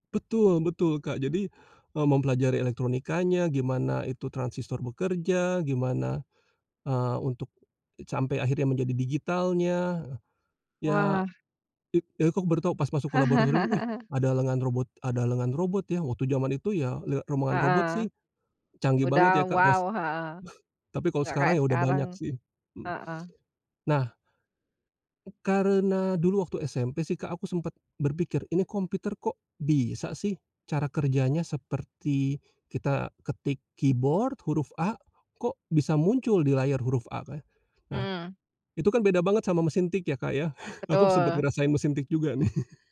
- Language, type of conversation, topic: Indonesian, podcast, Pernahkah kamu mengalami momen “aha!” saat belajar, dan bisakah kamu menceritakan bagaimana momen itu terjadi?
- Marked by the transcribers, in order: chuckle; other background noise; chuckle; chuckle